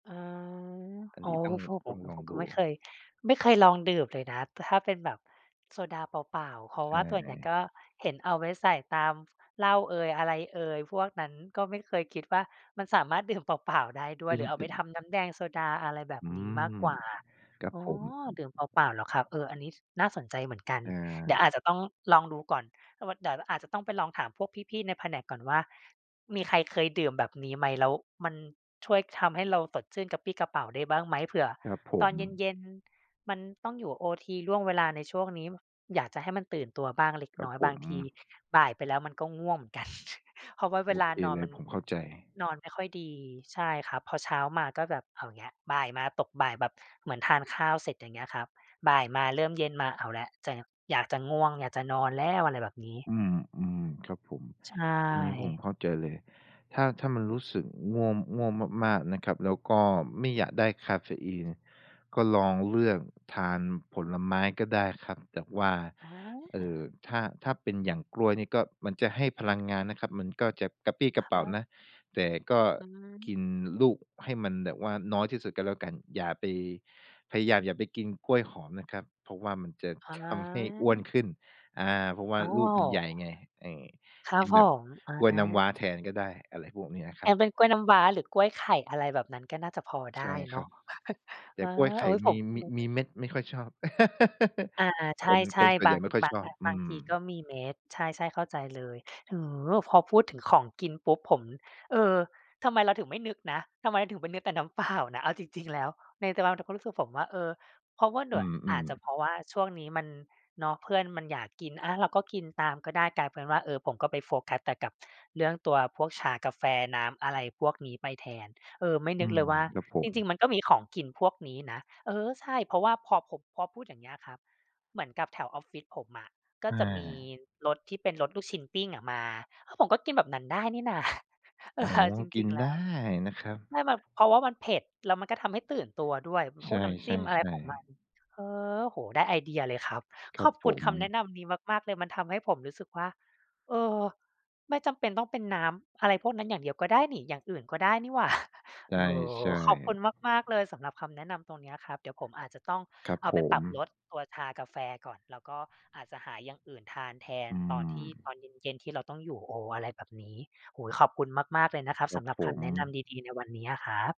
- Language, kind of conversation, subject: Thai, advice, คาเฟอีนหรือยาที่รับประทานส่งผลต่อการนอนของฉันอย่างไร และฉันควรปรับอย่างไรดี?
- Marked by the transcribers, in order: other background noise; laughing while speaking: "ดื่มเปล่า ๆ ได้ด้วย"; other noise; "เดี๋ยว" said as "ด๋าว"; chuckle; laughing while speaking: "ทำให้"; chuckle; laugh; laughing while speaking: "เปล่า"; laughing while speaking: "นา เออ"; chuckle